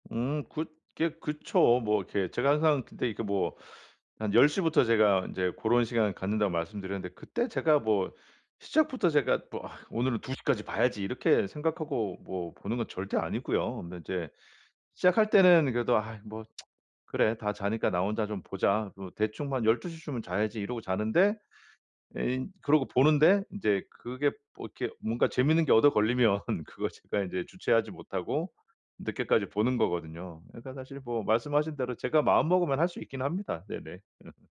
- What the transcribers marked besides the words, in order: teeth sucking; tsk; laughing while speaking: "걸리면 그거 제가"; laugh
- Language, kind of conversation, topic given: Korean, advice, 주말에도 평일처럼 규칙적으로 잠들고 일어나려면 어떻게 해야 하나요?